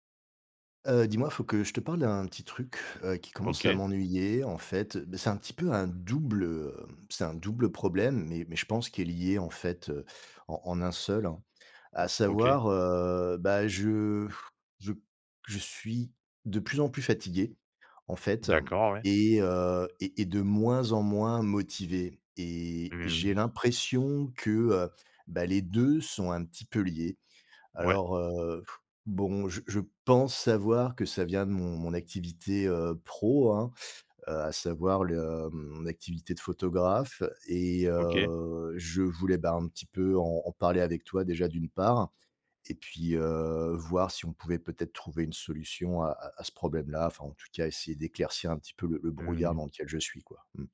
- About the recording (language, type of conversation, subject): French, advice, Comment surmonter la fatigue et la démotivation au quotidien ?
- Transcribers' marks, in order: sigh; exhale